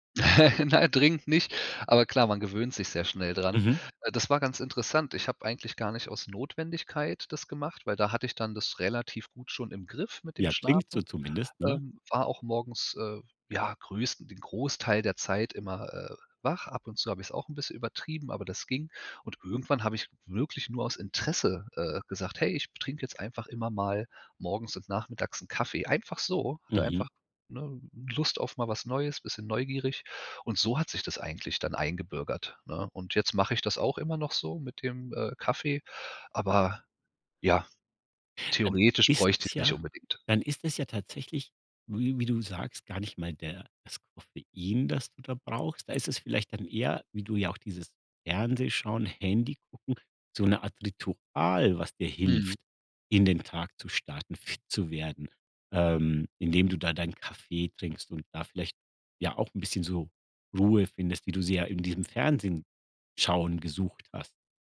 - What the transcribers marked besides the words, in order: giggle; other background noise
- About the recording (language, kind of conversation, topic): German, podcast, Was hilft dir, morgens wach und fit zu werden?